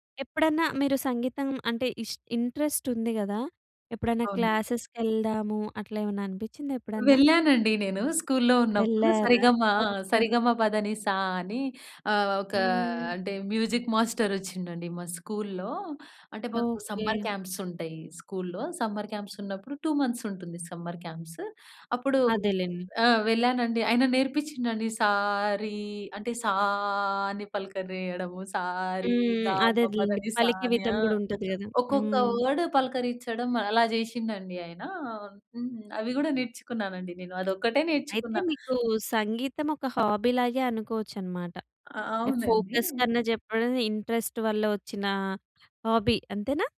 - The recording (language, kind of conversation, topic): Telugu, podcast, ఫోకస్ పెరగడానికి సంగీతం వినడం మీకు ఎలా సహాయపడిందో చెప్పగలరా?
- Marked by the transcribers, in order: in English: "ఇంట్రెస్ట్"; in English: "స్కూల్‌లో"; in English: "మ్యూజిక్ మాస్టర్"; in English: "సమ్మర్ క్యాంప్స్"; in English: "సమ్మర్ క్యాంప్స్"; in English: "టూ మంత్స్"; in English: "సమ్మర్ క్యాంప్స్"; "పలికే" said as "పలికి"; in English: "వర్డ్"; in English: "హాబీ"; in English: "ఫోకస్‌కన్నా"; in English: "ఇంట్రెస్ట్"; in English: "హాబీ"